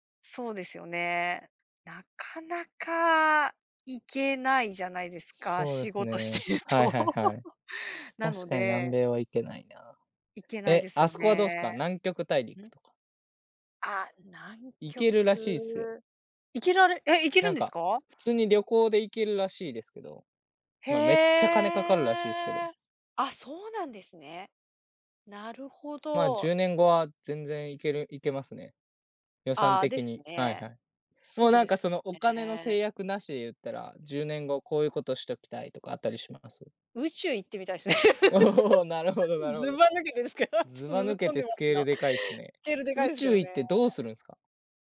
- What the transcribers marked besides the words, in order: laughing while speaking: "してると"; laugh; other noise; drawn out: "へえ"; tapping; laugh; laughing while speaking: "おお"; laughing while speaking: "ずば抜けですけど"
- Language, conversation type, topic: Japanese, unstructured, 10年後の自分はどんな人になっていると思いますか？